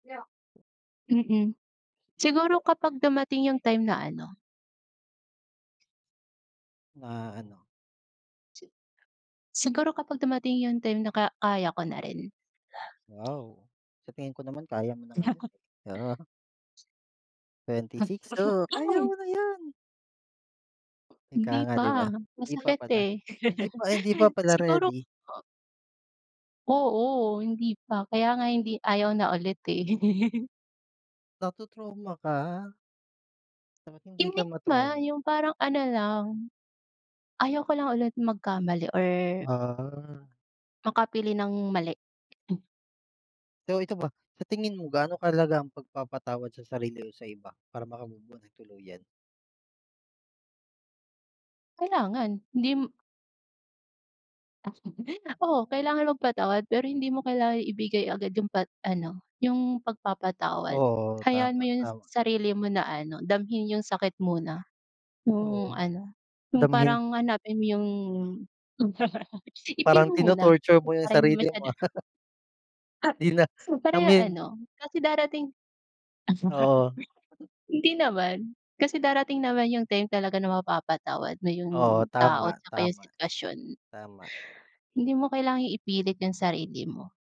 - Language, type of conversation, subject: Filipino, unstructured, Paano mo tinutulungan ang sarili mo na makaahon mula sa masasakit na alaala?
- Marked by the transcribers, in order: background speech; chuckle; laugh; laugh; chuckle; laugh; laugh; laugh